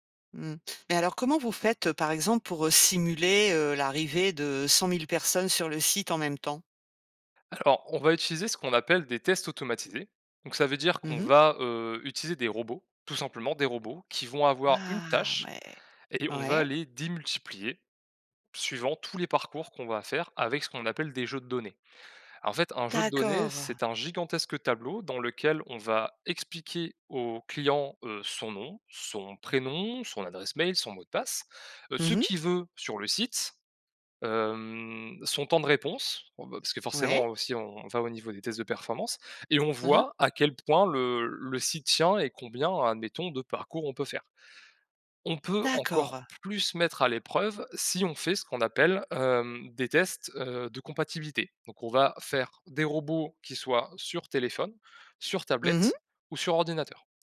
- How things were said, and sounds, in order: drawn out: "Ah"; "démultiplier" said as "dimultiplier"; drawn out: "hem"
- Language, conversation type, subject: French, podcast, Quelle astuce pour éviter le gaspillage quand tu testes quelque chose ?